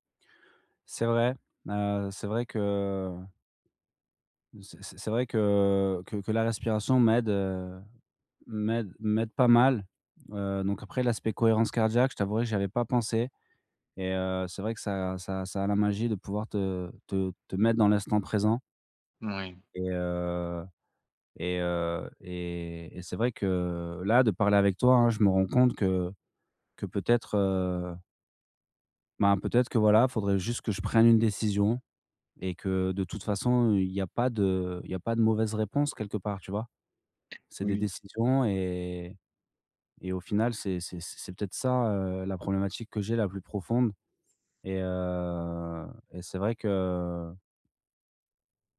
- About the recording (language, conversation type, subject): French, advice, Comment puis-je mieux reconnaître et nommer mes émotions au quotidien ?
- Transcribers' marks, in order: drawn out: "heu"